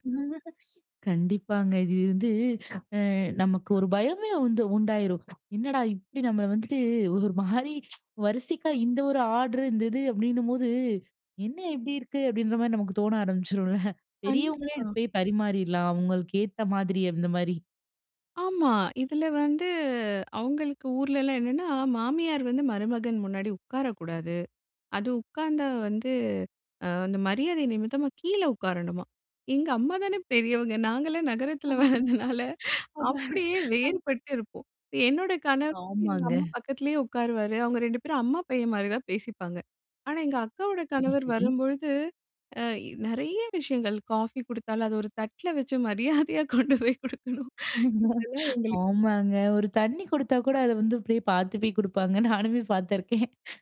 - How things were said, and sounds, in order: laugh; laughing while speaking: "ஒரு மாரி"; chuckle; drawn out: "வந்து"; laughing while speaking: "பெரியவங்க, நாங்கலாம் நகரத்துல வளந்ததுனால அப்டீயே வேறுபட்டு இருப்போம்"; laughing while speaking: "அது அது"; laughing while speaking: "மரியாதையா கொண்டு போய் குடுக்கணும். இதெல்லாம் எங்களுக்கு"; joyful: "ஆமாங்க, ஒரு தண்ணீ குடுத்தா கூட … குடுப்பாங்க, நானுமே பாத்துருக்கேன்"; laughing while speaking: "ஆமாங்க, ஒரு தண்ணீ குடுத்தா கூட … குடுப்பாங்க, நானுமே பாத்துருக்கேன்"
- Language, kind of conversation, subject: Tamil, podcast, விருந்தினர் வரும்போது உணவு பரிமாறும் வழக்கம் எப்படி இருக்கும்?